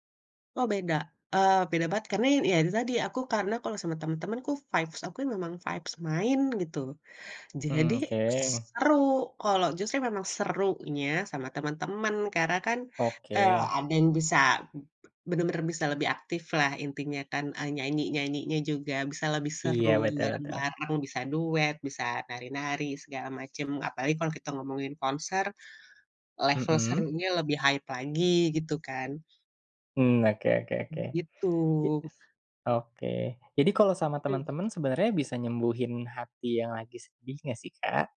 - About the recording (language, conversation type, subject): Indonesian, podcast, Bagaimana musik membantu kamu menghadapi stres atau kesedihan?
- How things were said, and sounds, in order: in English: "vibes"; in English: "vibes"; stressed: "serunya"; other background noise; tapping; in English: "hype"